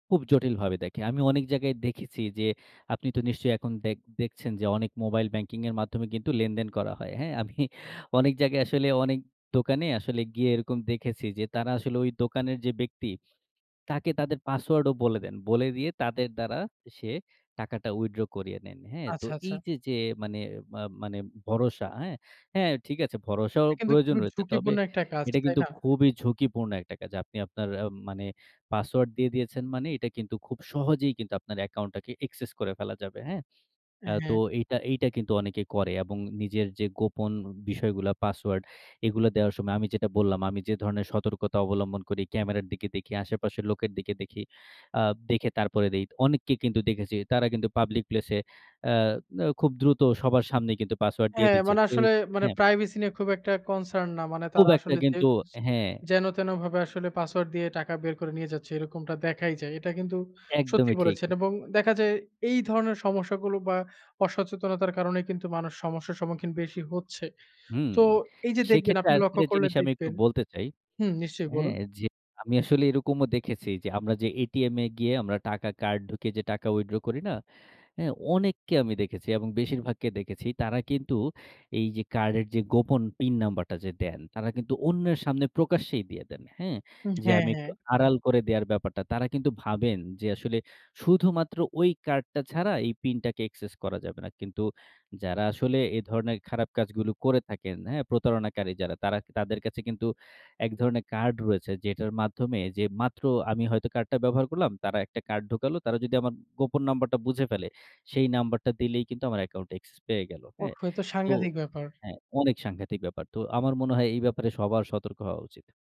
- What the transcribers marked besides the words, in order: in English: "withdraw"; in English: "access"; other background noise; in English: "concern"; tapping; in English: "withdraw"; in English: "access"; in English: "access"
- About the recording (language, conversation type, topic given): Bengali, podcast, ডিজিটাল পেমেন্ট ব্যবহার করার সময় আপনি কীভাবে সতর্ক থাকেন?